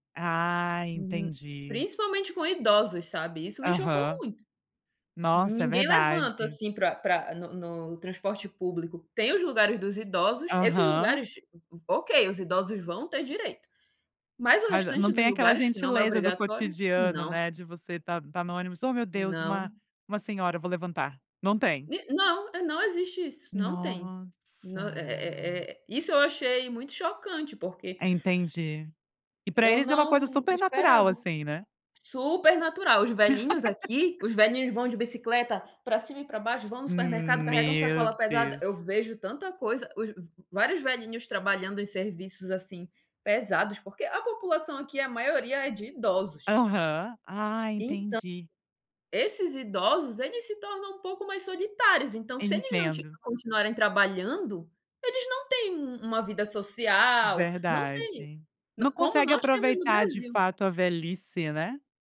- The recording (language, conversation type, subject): Portuguese, podcast, Como a migração ou o deslocamento afetou sua família?
- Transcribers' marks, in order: laugh; tapping